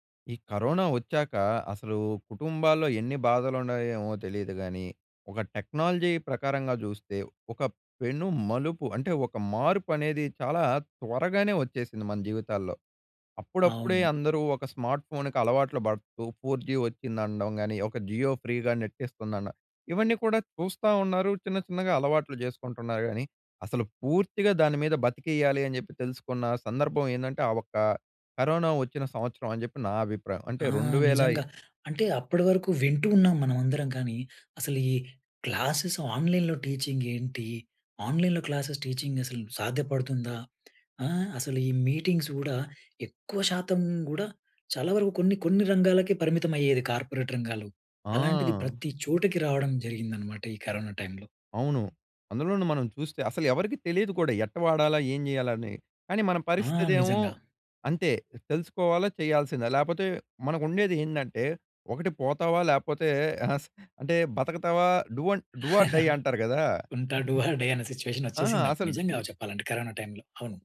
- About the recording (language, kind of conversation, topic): Telugu, podcast, ఆన్‌లైన్ కోర్సులు మీకు ఎలా ఉపయోగపడాయి?
- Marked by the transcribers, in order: in English: "టెక్నాలజీ"; in English: "స్మార్ట్ ఫోన్‌కి"; in English: "ఫోర్ జీ"; in English: "జియో ఫ్రీగా నెట్"; in English: "క్లాసెస్ ఆన్‍లైన్‍లో టీచింగ్"; in English: "ఆన్లైన్‍లో క్లాసెస్ టీచింగ్"; tapping; in English: "మీటింగ్స్"; in English: "కార్పొరేట్"; in English: "టైమ్‌లో"; in English: "డూ ఆర్ డై"; laugh; in English: "డూ ఆర్ డై"; in English: "సిట్యుయేషన్"; other noise; in English: "టైమ్‌లో"